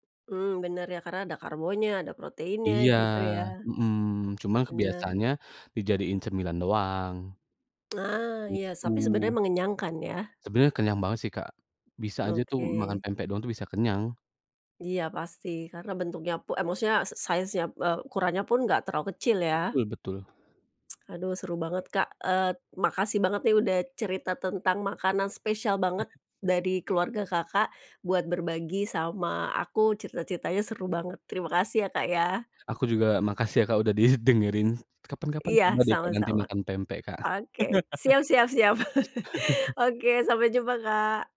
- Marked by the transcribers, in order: in English: "size-nya"; tongue click; laughing while speaking: "didengerin"; chuckle; laugh; other background noise; chuckle
- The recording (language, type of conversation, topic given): Indonesian, podcast, Apakah ada makanan khas keluarga yang selalu hadir saat ada acara penting?